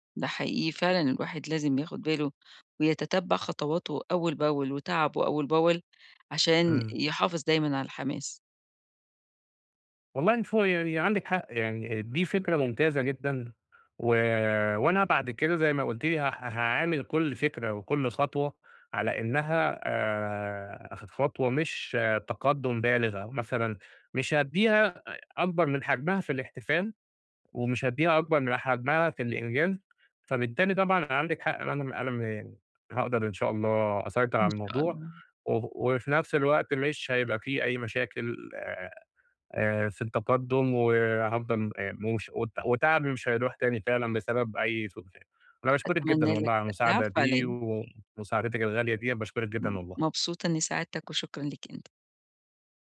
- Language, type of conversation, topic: Arabic, advice, إزاي أرجّع حماسي لما أحسّ إنّي مش بتقدّم؟
- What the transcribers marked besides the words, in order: unintelligible speech